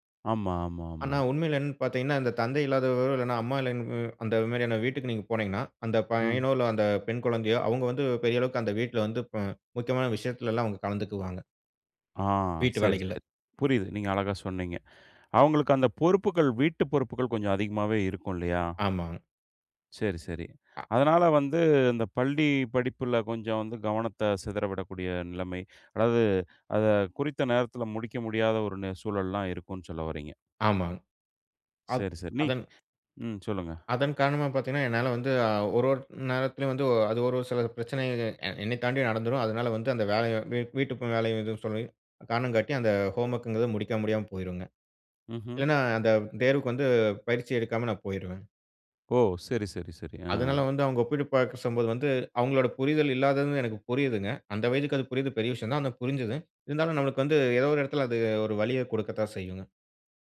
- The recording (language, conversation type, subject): Tamil, podcast, மற்றவர்களுடன் உங்களை ஒப்பிடும் பழக்கத்தை நீங்கள் எப்படி குறைத்தீர்கள், அதற்கான ஒரு அனுபவத்தைப் பகிர முடியுமா?
- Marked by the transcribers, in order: unintelligible speech; in English: "ஹோம்வொர்க்ங்கிறது"; "அவங்க" said as "அவுங்க"; "பாக்க சொல்லும்போது" said as "பாக்குசபோது"